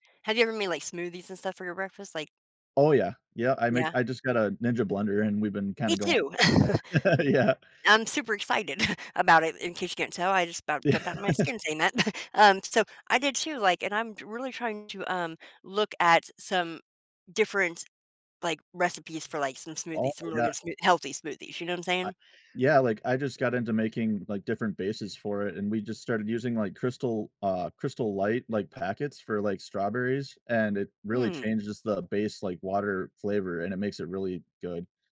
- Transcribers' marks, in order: chuckle; unintelligible speech; laughing while speaking: "Yeah"; chuckle; laughing while speaking: "Yeah"; chuckle
- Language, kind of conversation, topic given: English, unstructured, How has your personal taste in brunch evolved over the years, and what do you think influenced that change?
- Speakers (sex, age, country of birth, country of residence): female, 45-49, United States, United States; male, 35-39, United States, United States